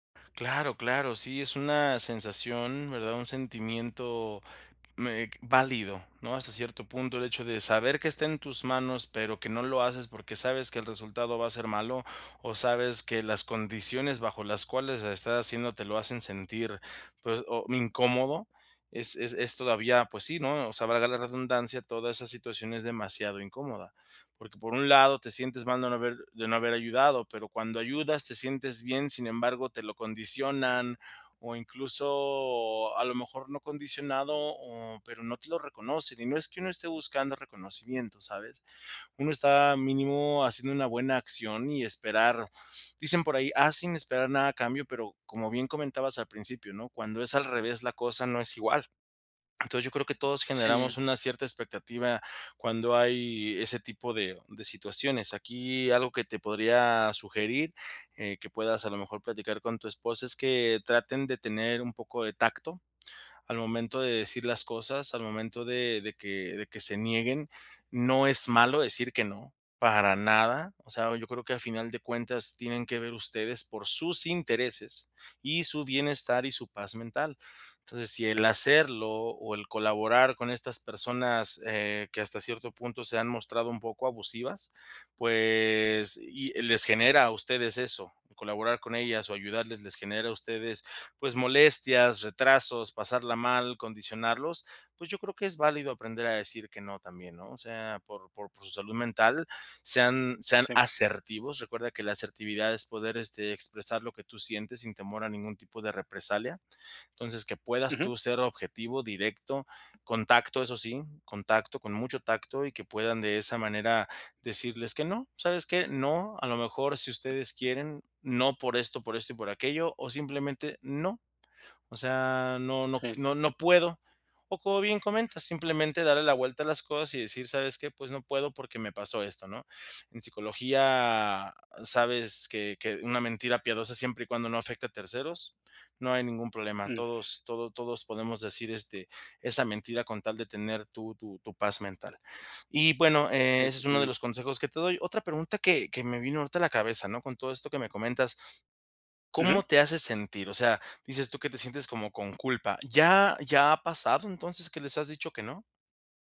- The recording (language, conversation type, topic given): Spanish, advice, ¿Cómo puedo manejar la culpa por no poder ayudar siempre a mis familiares?
- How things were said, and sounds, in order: other background noise; "Entonces" said as "Entons"; tapping